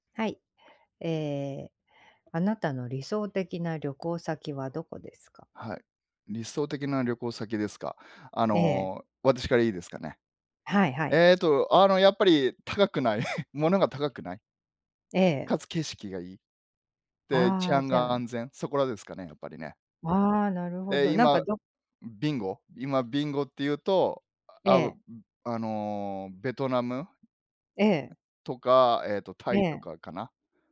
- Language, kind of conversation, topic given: Japanese, unstructured, あなたの理想の旅行先はどこですか？
- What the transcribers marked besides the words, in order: tapping; chuckle; other background noise